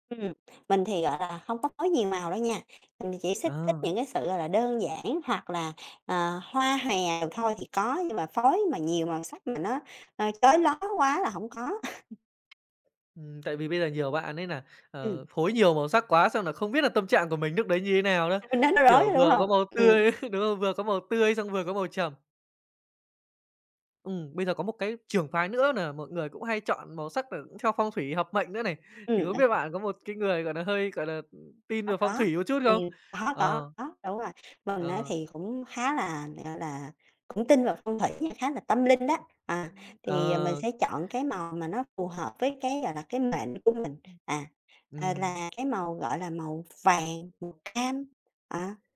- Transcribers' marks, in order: tapping; other background noise; laugh; "lúc" said as "núc"; laughing while speaking: "tươi"; other noise
- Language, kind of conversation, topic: Vietnamese, podcast, Màu sắc trang phục ảnh hưởng đến tâm trạng của bạn như thế nào?